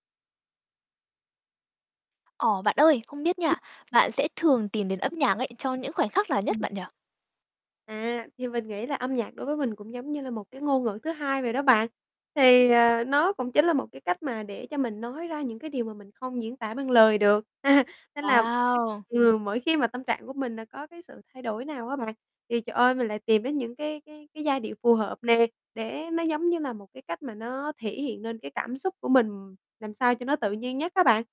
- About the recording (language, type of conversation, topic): Vietnamese, podcast, Bạn dùng âm nhạc để bộc lộ bản thân như thế nào?
- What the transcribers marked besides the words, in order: tapping; other background noise; static; chuckle; distorted speech